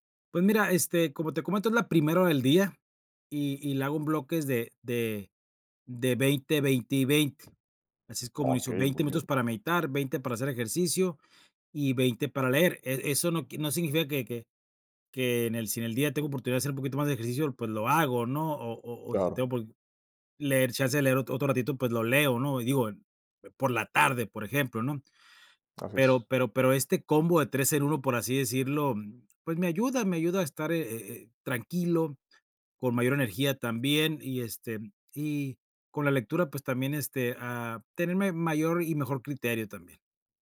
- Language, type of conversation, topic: Spanish, podcast, ¿Qué hábito te ayuda a crecer cada día?
- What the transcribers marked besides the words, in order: none